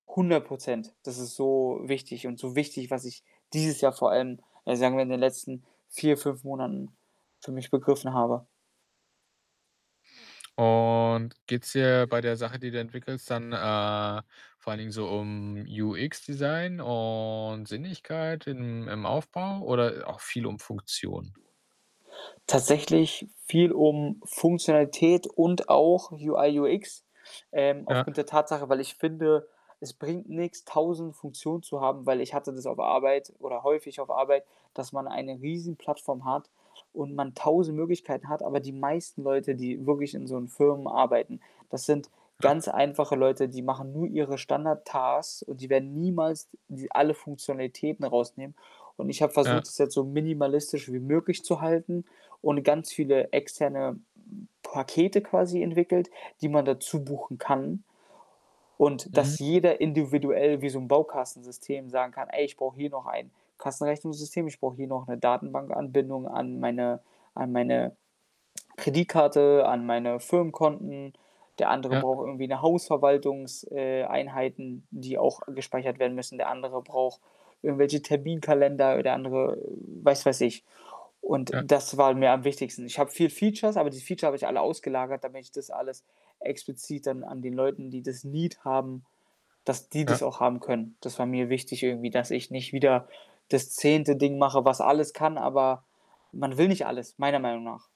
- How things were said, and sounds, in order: static; other background noise; tapping; background speech; drawn out: "und"; distorted speech; in English: "Tasks"; in English: "Need"
- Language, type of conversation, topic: German, podcast, Wann musstest du beruflich neu anfangen, und wie ist dir der Neustart gelungen?